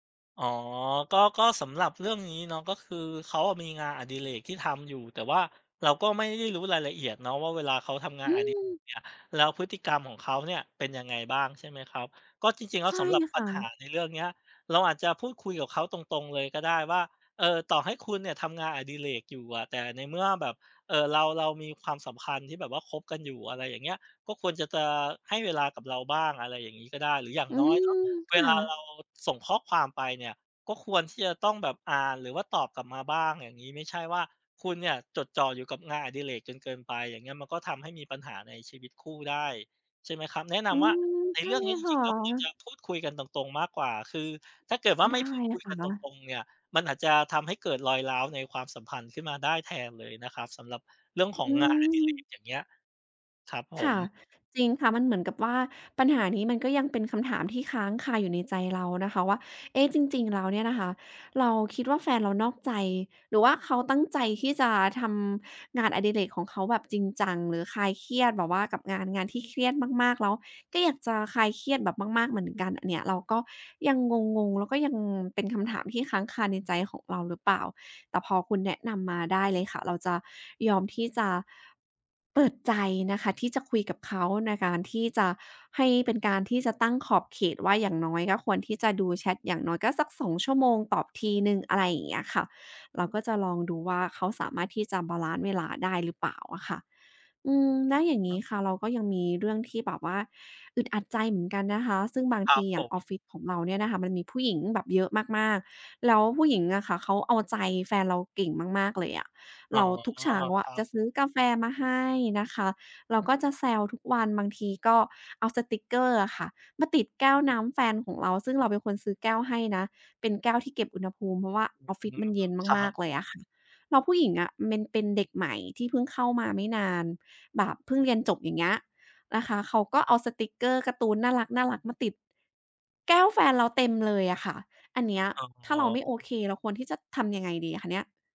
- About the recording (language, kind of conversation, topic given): Thai, advice, ทำไมคุณถึงสงสัยว่าแฟนกำลังมีความสัมพันธ์ลับหรือกำลังนอกใจคุณ?
- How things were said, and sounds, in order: other background noise